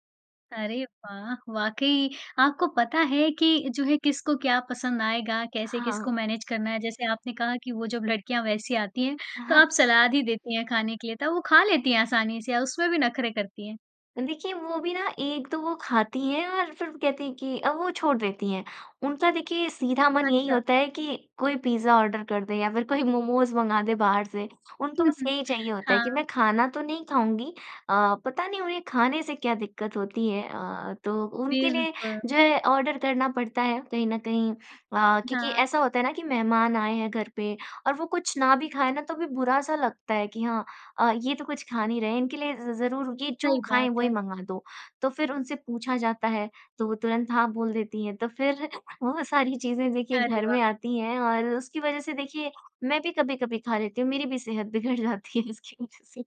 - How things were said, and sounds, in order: in English: "मैनेज"; chuckle; in English: "ऑर्डर"; laughing while speaking: "कोई मोमोज़ मँगा दें बाहर से"; chuckle; in English: "ऑर्डर"; laughing while speaking: "वो सारी"; laughing while speaking: "बिगड़ जाती है उसकी वजह से"
- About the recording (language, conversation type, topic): Hindi, podcast, मेहमान आने पर आप आम तौर पर खाना किस क्रम में और कैसे परोसते हैं?